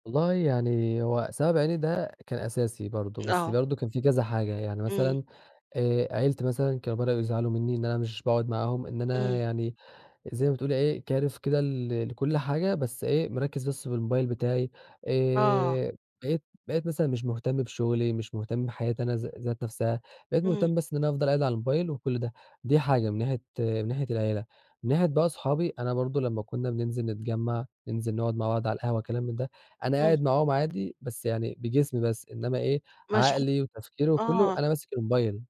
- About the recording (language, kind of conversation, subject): Arabic, podcast, إزاي تنظّم وقت استخدام الشاشات، وده بيأثر إزاي على نومك؟
- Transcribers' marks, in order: none